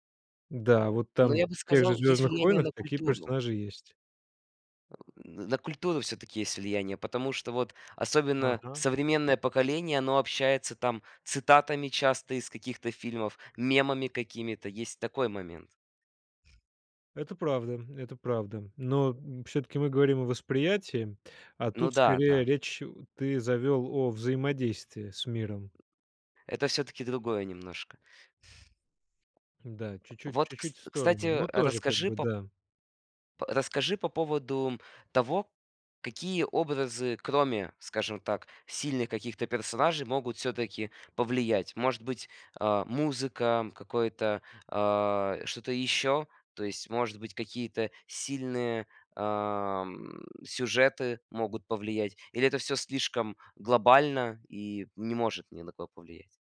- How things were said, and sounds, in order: other background noise; tapping
- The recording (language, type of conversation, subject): Russian, podcast, Почему фильмы влияют на наше восприятие мира?